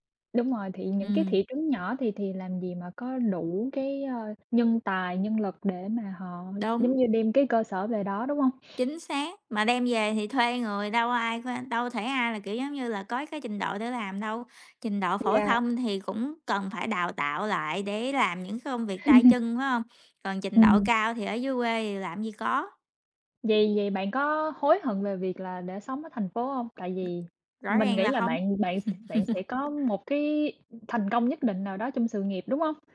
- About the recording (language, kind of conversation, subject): Vietnamese, unstructured, Bạn thích sống ở thành phố lớn hay ở thị trấn nhỏ hơn?
- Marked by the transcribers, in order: other background noise; tapping; chuckle; laugh